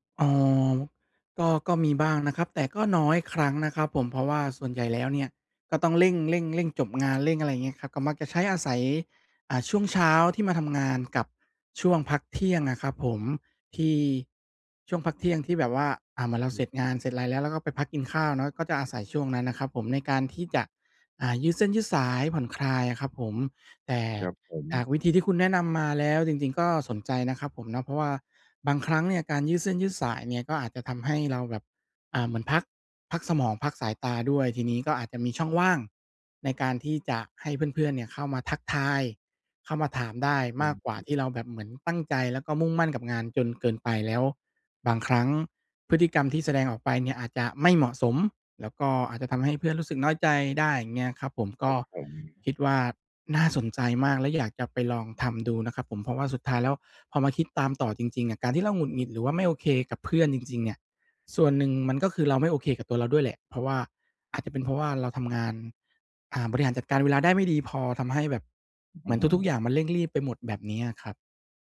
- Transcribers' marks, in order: none
- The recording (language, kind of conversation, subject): Thai, advice, จะทำอย่างไรให้มีสมาธิกับงานสร้างสรรค์เมื่อถูกรบกวนบ่อยๆ?